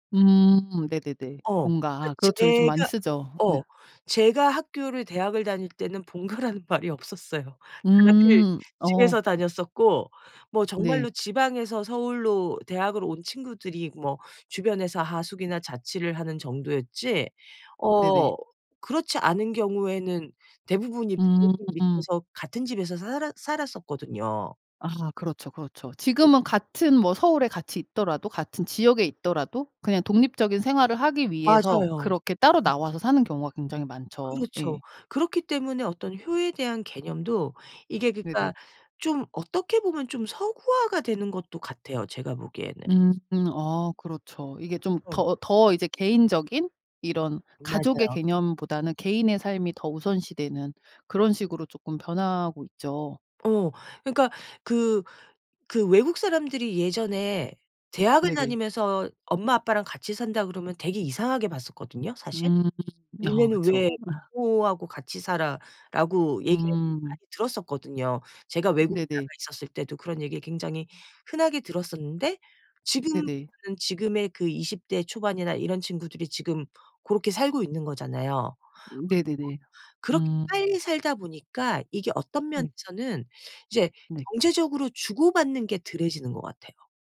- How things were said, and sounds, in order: laughing while speaking: "본가라는 말이 없었어요"; other background noise; tapping
- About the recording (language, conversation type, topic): Korean, podcast, 세대에 따라 ‘효’를 어떻게 다르게 느끼시나요?